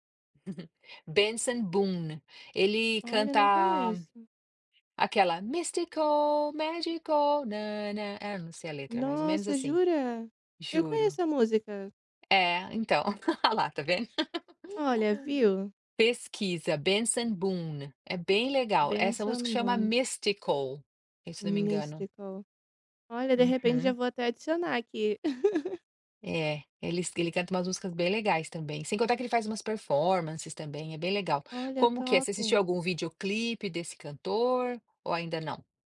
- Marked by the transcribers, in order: giggle; singing: "mystical, magical na-na-na"; giggle; giggle
- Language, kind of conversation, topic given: Portuguese, podcast, Qual artista você descobriu recentemente e passou a amar?